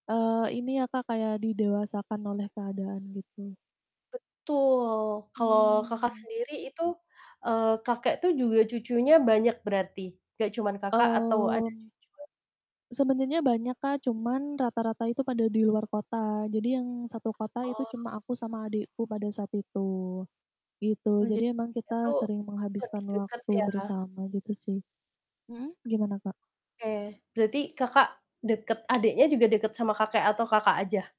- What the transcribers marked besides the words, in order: static; other background noise; distorted speech
- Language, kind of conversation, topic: Indonesian, unstructured, Apa momen paling berkesan yang pernah kamu alami bersama seseorang yang sudah meninggal?